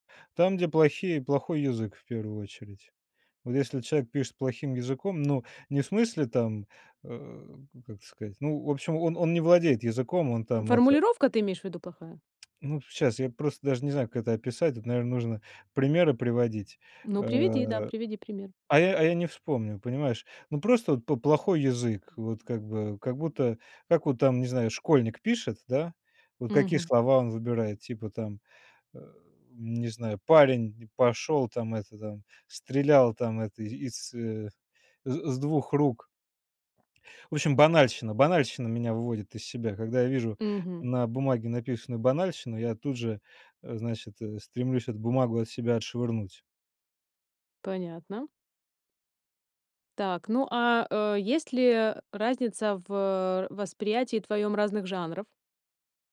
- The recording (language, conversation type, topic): Russian, podcast, Как книги влияют на наше восприятие жизни?
- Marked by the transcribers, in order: tapping; lip smack; background speech